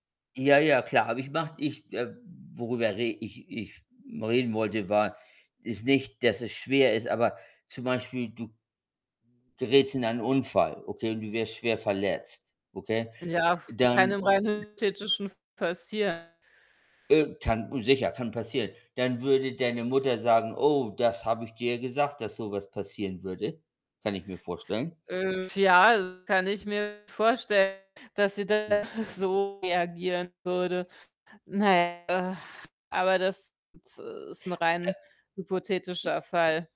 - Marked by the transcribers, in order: distorted speech; unintelligible speech; unintelligible speech; other background noise; unintelligible speech; sigh
- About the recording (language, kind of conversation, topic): German, unstructured, Wie gehst du damit um, wenn deine Familie deine Entscheidungen nicht akzeptiert?